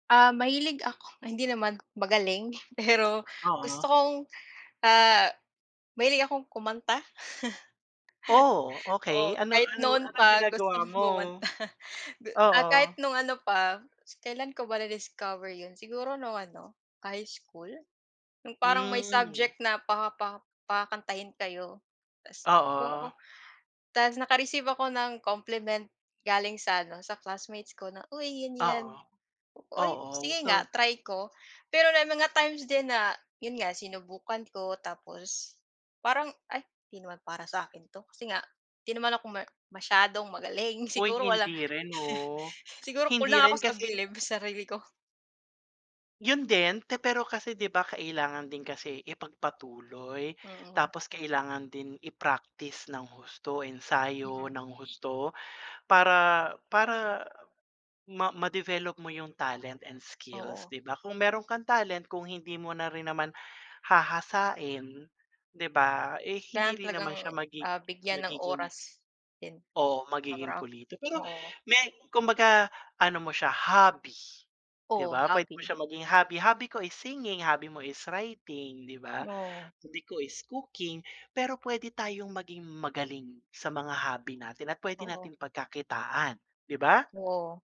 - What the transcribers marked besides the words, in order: laughing while speaking: "pero"; laugh; laughing while speaking: "kumanta"; laugh; other background noise
- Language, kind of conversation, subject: Filipino, unstructured, Ano ang pinakamahalagang pangarap mo sa buhay?